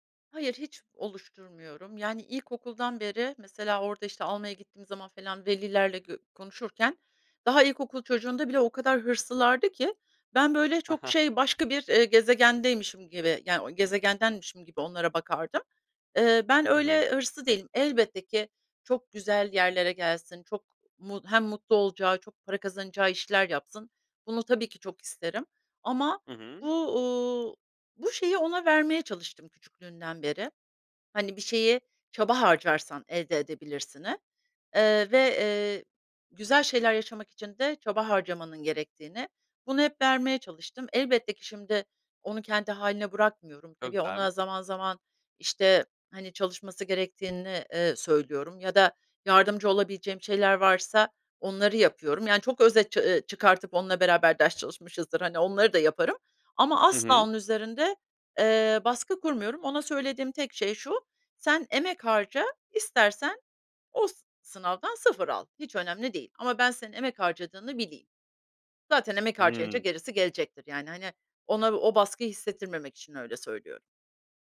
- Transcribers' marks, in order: chuckle; unintelligible speech
- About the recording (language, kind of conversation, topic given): Turkish, advice, Evde çocuk olunca günlük düzeniniz nasıl tamamen değişiyor?